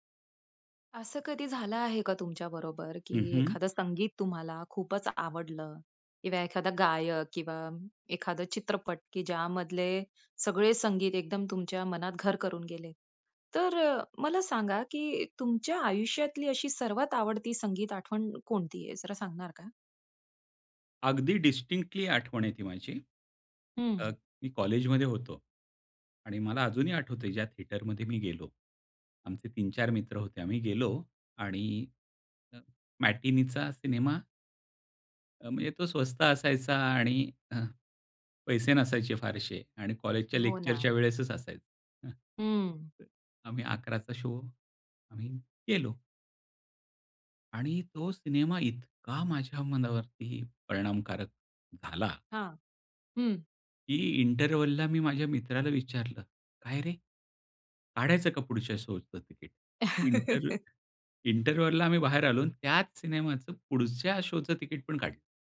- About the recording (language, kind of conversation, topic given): Marathi, podcast, तुमच्या आयुष्यातील सर्वात आवडती संगीताची आठवण कोणती आहे?
- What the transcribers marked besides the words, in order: tapping; in English: "डिस्टिंक्टली"; in English: "थिएटरमध्ये"; chuckle; in English: "शो"; in English: "इंटरव्हलला"; laugh; in English: "इंटरव्हलला"; in English: "शोचं"